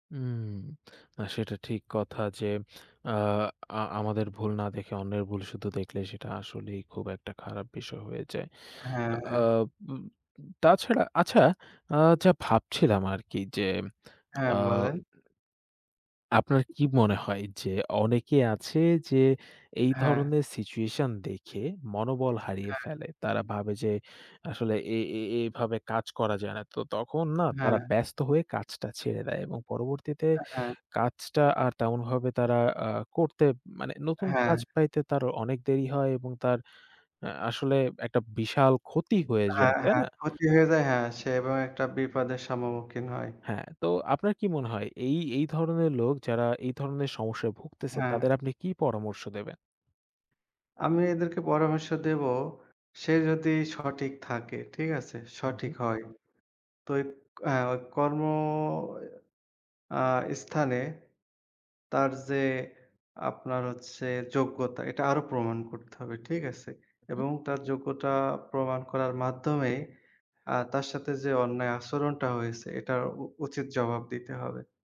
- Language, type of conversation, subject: Bengali, unstructured, আপনি কি কখনো কর্মস্থলে অন্যায় আচরণের শিকার হয়েছেন?
- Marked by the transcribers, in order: in English: "situation"